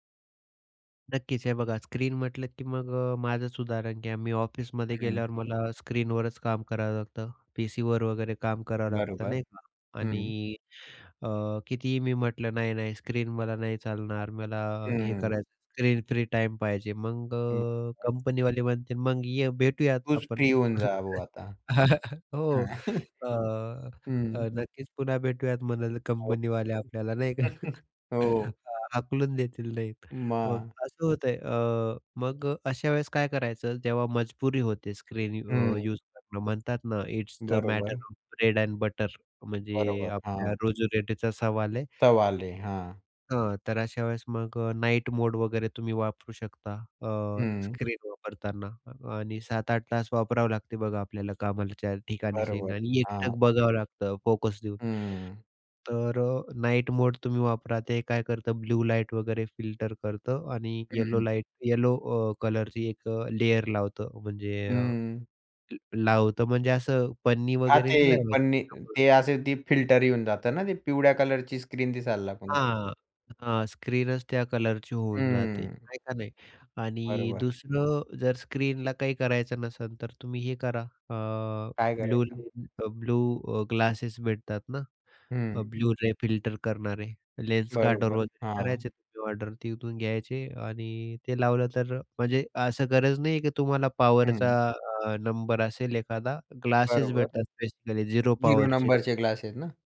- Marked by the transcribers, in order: chuckle; unintelligible speech; chuckle; chuckle; in English: "इट्स द मॅटर ऑफ ब्रेड अँड बटर"; unintelligible speech; other background noise; in English: "बेसिकली झिरो पॉवरचे"
- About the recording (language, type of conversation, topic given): Marathi, podcast, दिवसात स्क्रीनपासून दूर राहण्यासाठी तुम्ही कोणते सोपे उपाय करता?